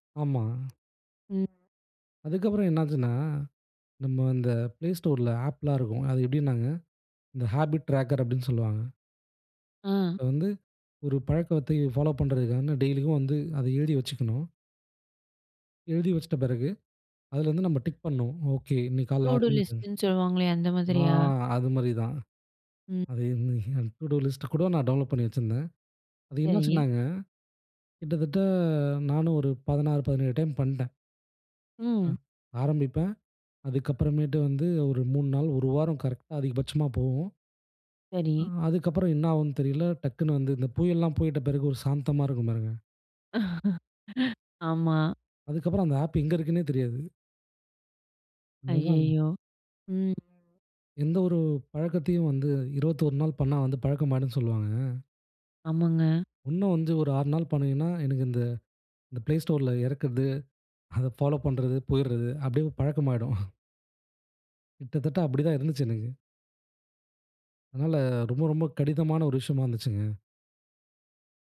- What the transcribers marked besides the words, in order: in English: "ப்லே ஸ்டோர்ல ஆப்லாம்"; in English: "ஹாபிட் ட்ரக்கர்"; in English: "ஃபாலோ"; in English: "டெய்லியும்"; in English: "டூடு லிஸ்ட்டுன்னு"; chuckle; in English: "டூடு லிஸ்ட்"; in English: "டவுன்லோட்"; in English: "கரெக்ட்டா"; laugh; in English: "ஆப்"; in English: "ப்லேஸ்டோர்ல"; chuckle; in English: "ஃபாலோ"; chuckle
- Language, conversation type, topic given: Tamil, podcast, ஒரு பழக்கத்தை உடனே மாற்றலாமா, அல்லது படிப்படியாக மாற்றுவது நல்லதா?